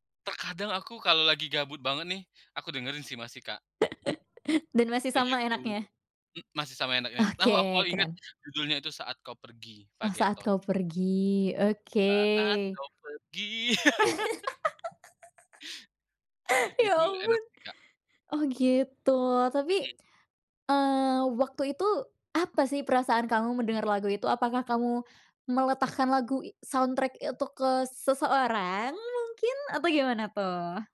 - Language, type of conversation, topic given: Indonesian, podcast, Apa lagu pengiring yang paling berkesan buatmu saat remaja?
- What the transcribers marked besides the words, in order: laugh; tapping; singing: "Saat kau pergi"; laugh; laughing while speaking: "Ya, ampun"; laugh; in English: "soundtrack"